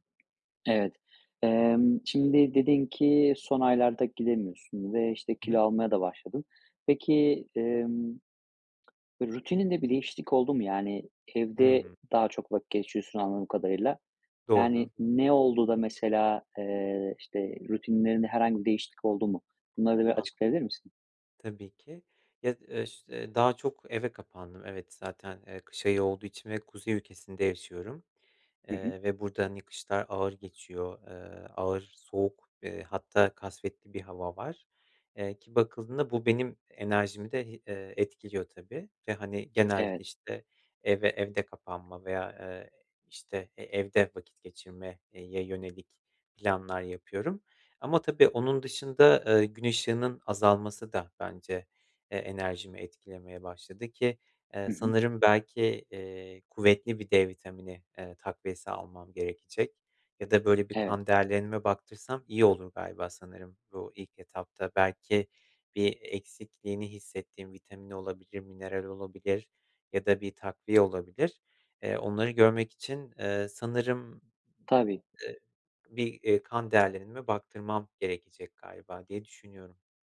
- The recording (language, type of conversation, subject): Turkish, advice, Egzersize başlamakta zorlanıyorum; motivasyon eksikliği ve sürekli ertelemeyi nasıl aşabilirim?
- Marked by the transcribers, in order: other background noise; unintelligible speech